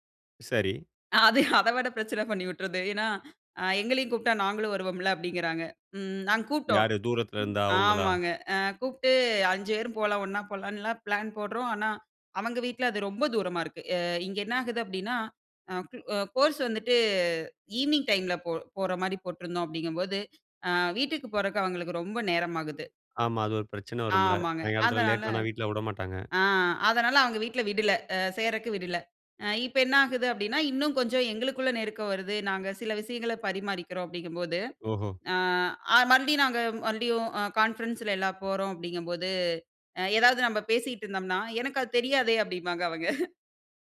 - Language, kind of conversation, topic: Tamil, podcast, நேசத்தை நேரில் காட்டுவது, இணையத்தில் காட்டுவதிலிருந்து எப்படி வேறுபடுகிறது?
- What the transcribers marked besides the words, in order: laughing while speaking: "அது அதை விட பிரச்சனை பண்ணி வுட்றுது"; "நாங்க" said as "நாங்"; "இருந்த" said as "இருந்தா"; other background noise; anticipating: "ஆ கூப்ட்டு அஞ்சு பேரும் போலாம், ஒண்ணா போலான்லாம் பிளான் போடுறோம்"; "சேர்றதுக்கு" said as "சேர்றக்கு"; in English: "கான்ஃபரன்ஸ்ல"; chuckle